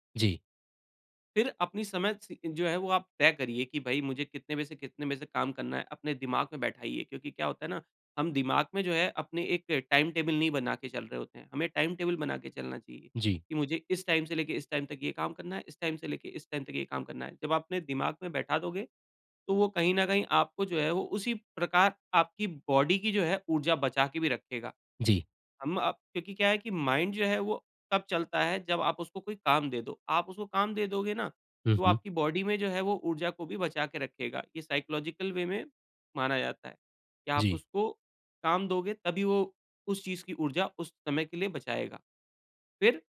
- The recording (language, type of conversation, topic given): Hindi, advice, ऊर्जा प्रबंधन और सीमाएँ स्थापित करना
- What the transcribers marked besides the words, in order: in English: "टाइम टेबल"; in English: "टाइम टेबल"; in English: "टाइम"; in English: "टाइम"; in English: "टाइम"; in English: "टाइम"; in English: "बॉडी"; in English: "माइंड"; in English: "बॉडी"; in English: "साइकोलॉजिकल वे"